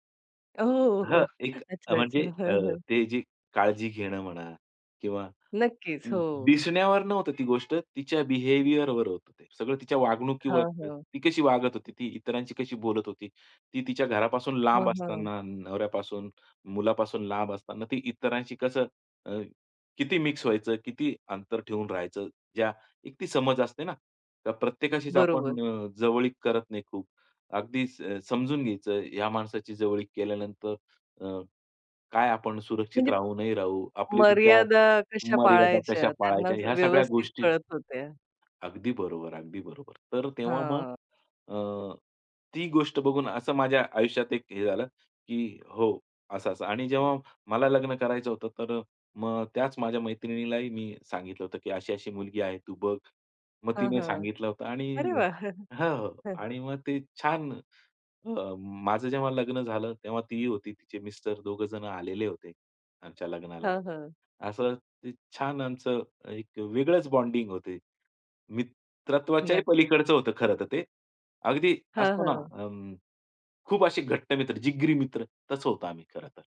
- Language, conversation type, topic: Marathi, podcast, ट्रेनप्रवासात तुमची एखाद्या अनोळखी व्यक्तीशी झालेली संस्मरणीय भेट कशी घडली?
- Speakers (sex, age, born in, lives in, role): female, 40-44, India, India, host; male, 50-54, India, India, guest
- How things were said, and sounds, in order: chuckle; laughing while speaking: "अच्छा अच्छा. हां, हां"; in English: "बिहेवियरवर"; tapping; chuckle; in English: "बॉन्डिंग"